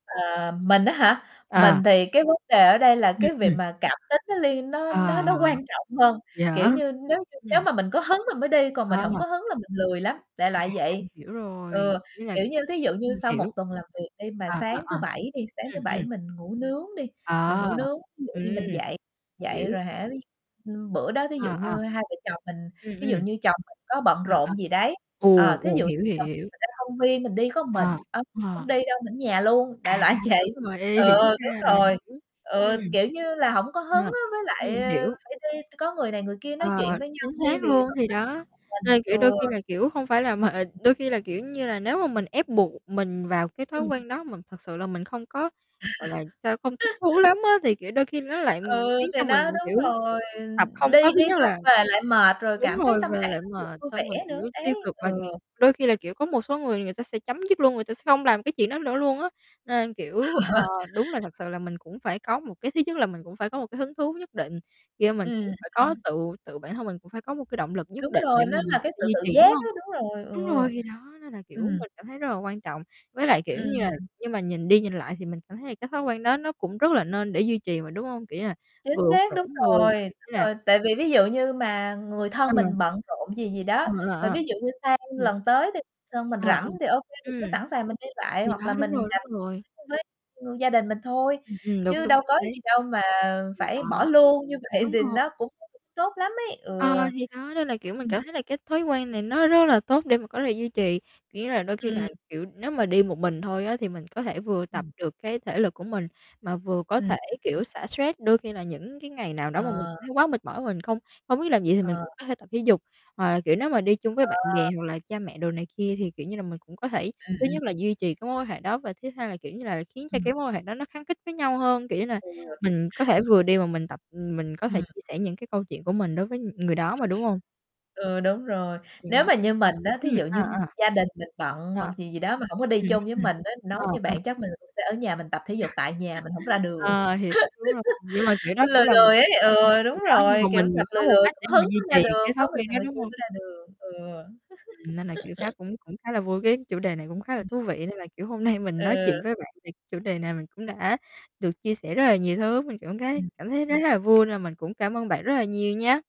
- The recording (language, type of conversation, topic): Vietnamese, unstructured, Thói quen tập thể dục của bạn như thế nào?
- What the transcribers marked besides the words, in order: static; distorted speech; other background noise; mechanical hum; unintelligible speech; laughing while speaking: "vậy"; unintelligible speech; laughing while speaking: "mà"; chuckle; chuckle; unintelligible speech; laughing while speaking: "vậy"; unintelligible speech; unintelligible speech; tapping; chuckle; unintelligible speech; chuckle; unintelligible speech; chuckle; laughing while speaking: "hôm nay"; "gấy" said as "thấy"